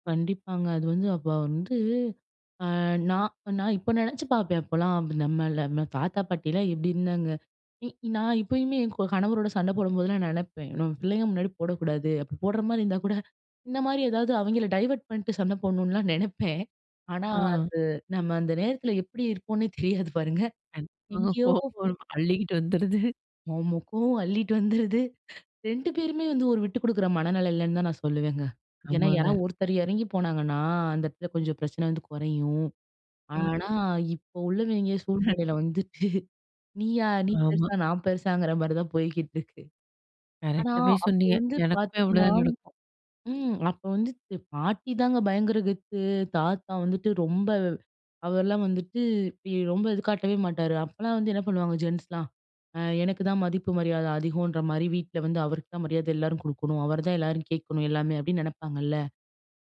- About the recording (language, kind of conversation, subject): Tamil, podcast, வீட்டில் குழந்தைகளுக்குக் கதை சொல்லும் பழக்கம் இப்போது எப்படி இருக்கிறது?
- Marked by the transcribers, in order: in English: "டைவர்ட்"; laughing while speaking: "நினைப்பேன்"; laughing while speaking: "இருப்போன்னே தெரியாது பாருங்க"; unintelligible speech; laughing while speaking: "கோவம் அள்ளிட்டு வந்துருது"; other background noise; chuckle; laughing while speaking: "வந்துட்டு"